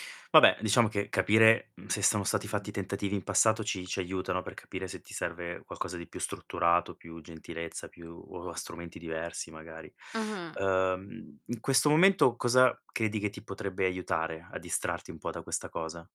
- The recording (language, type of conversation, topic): Italian, advice, Cosa ti porta a mangiare emotivamente dopo un periodo di stress o di tristezza?
- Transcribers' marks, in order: none